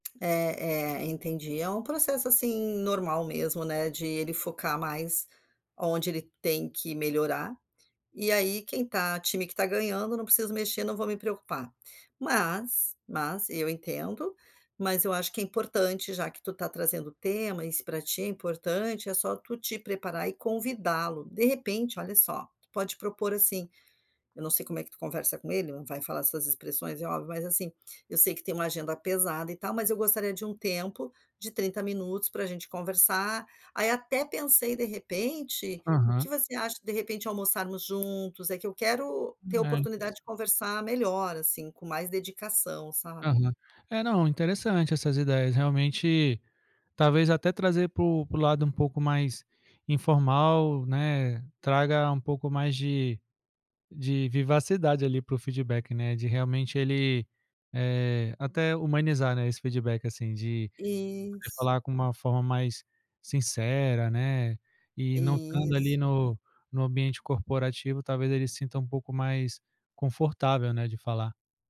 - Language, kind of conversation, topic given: Portuguese, advice, Como posso pedir feedback ao meu chefe sobre o meu desempenho?
- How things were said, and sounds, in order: none